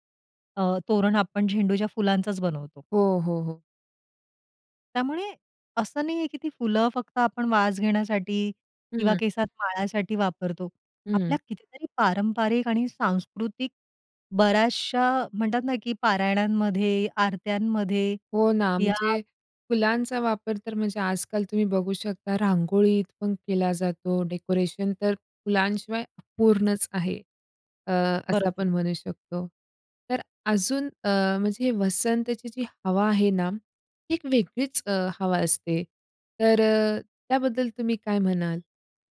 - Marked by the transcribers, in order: other noise; tapping
- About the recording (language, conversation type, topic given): Marathi, podcast, वसंताचा सुवास आणि फुलं तुला कशी भावतात?